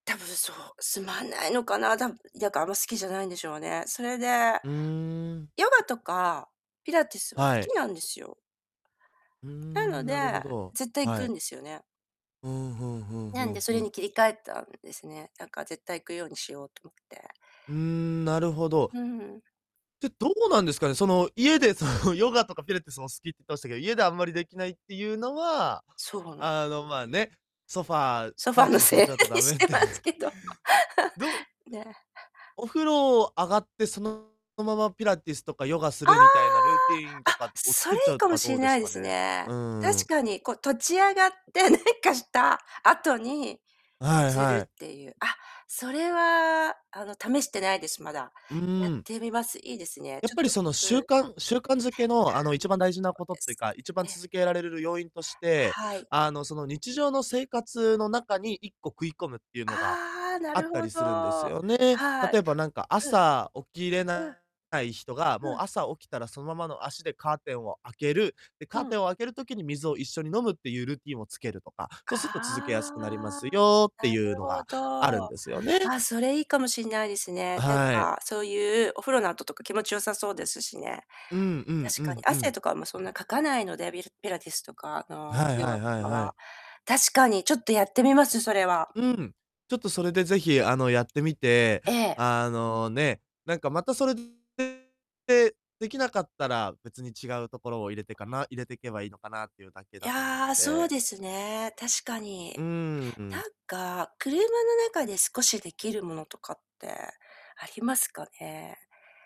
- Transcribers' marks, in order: tapping; chuckle; laughing while speaking: "だめって"; laughing while speaking: "せいにしてますけど"; chuckle; distorted speech; laughing while speaking: "何かした"; unintelligible speech; other background noise
- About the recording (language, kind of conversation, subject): Japanese, advice, 運動不足を無理なく解消するにはどうすればよいですか？